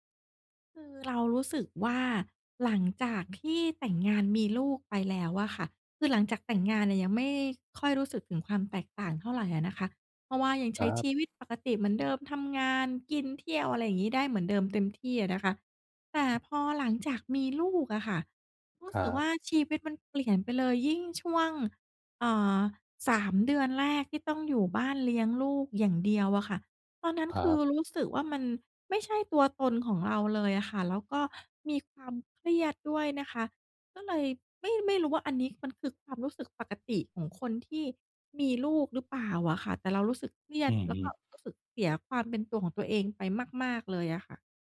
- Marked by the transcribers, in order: none
- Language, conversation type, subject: Thai, advice, คุณรู้สึกเหมือนสูญเสียความเป็นตัวเองหลังมีลูกหรือแต่งงานไหม?